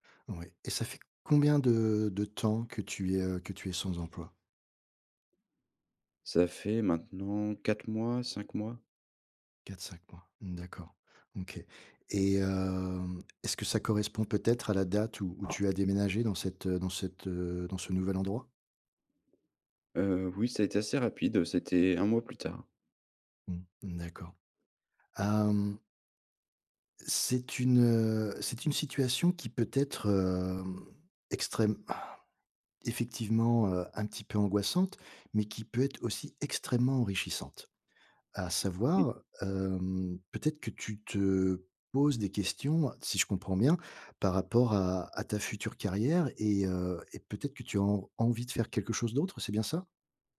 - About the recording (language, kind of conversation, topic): French, advice, Comment rebondir après une perte d’emploi soudaine et repenser sa carrière ?
- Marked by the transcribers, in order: other background noise; sigh